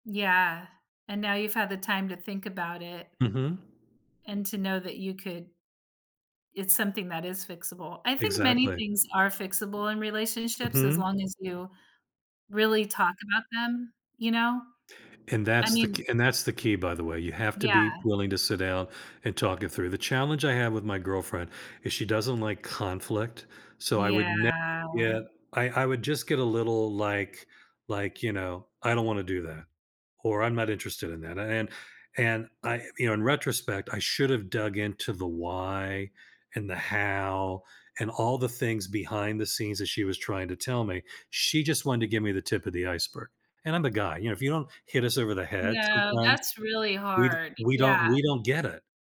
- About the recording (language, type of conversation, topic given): English, unstructured, How can practicing gratitude change your outlook and relationships?
- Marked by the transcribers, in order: wind; other background noise; tapping; drawn out: "Yeah"